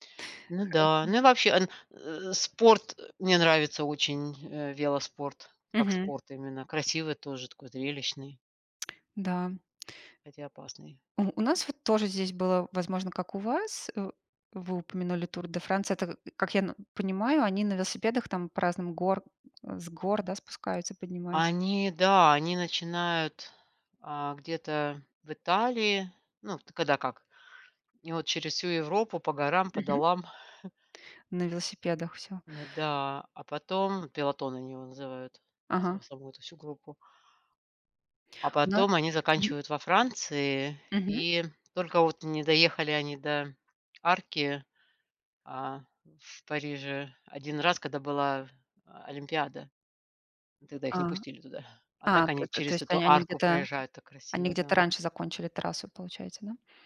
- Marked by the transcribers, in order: lip smack; chuckle; chuckle; tapping
- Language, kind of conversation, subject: Russian, unstructured, Какой вид транспорта вам удобнее: автомобиль или велосипед?